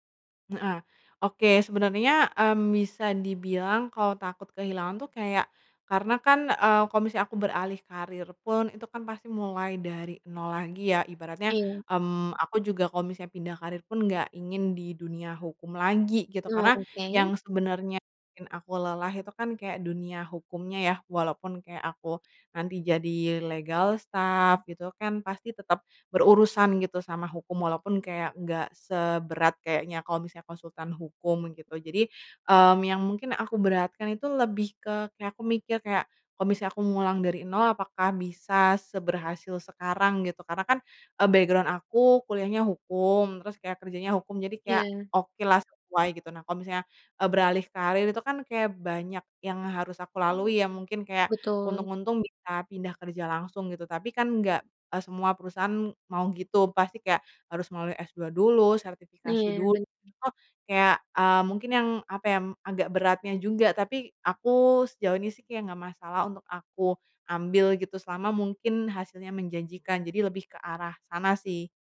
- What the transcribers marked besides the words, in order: in English: "legal staff"; tapping; in English: "background"
- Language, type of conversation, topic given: Indonesian, advice, Mengapa Anda mempertimbangkan beralih karier di usia dewasa?